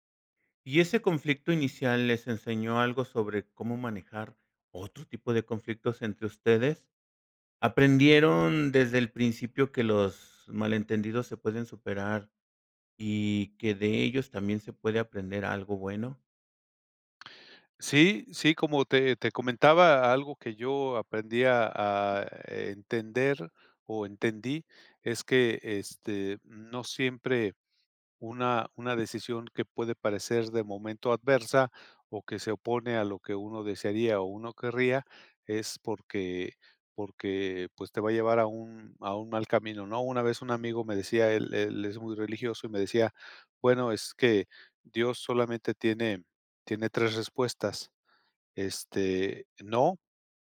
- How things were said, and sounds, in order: none
- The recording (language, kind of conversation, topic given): Spanish, podcast, ¿Alguna vez un error te llevó a algo mejor?